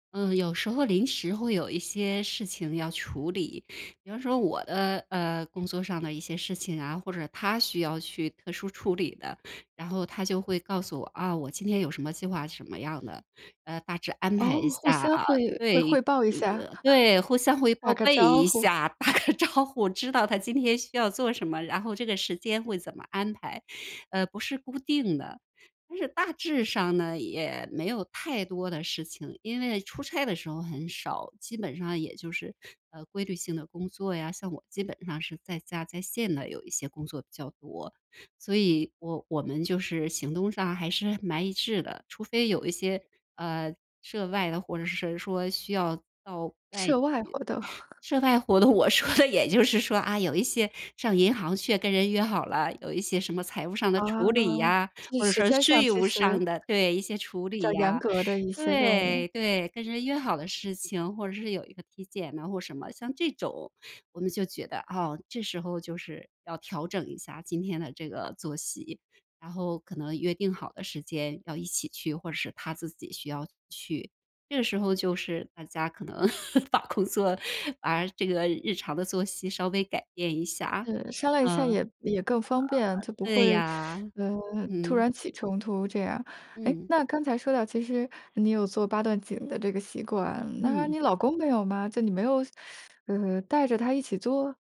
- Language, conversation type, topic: Chinese, podcast, 你平常早上是怎么开始新一天的？
- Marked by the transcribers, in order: chuckle; laughing while speaking: "个招呼"; chuckle; laughing while speaking: "我说的也就是说，啊"; laugh; teeth sucking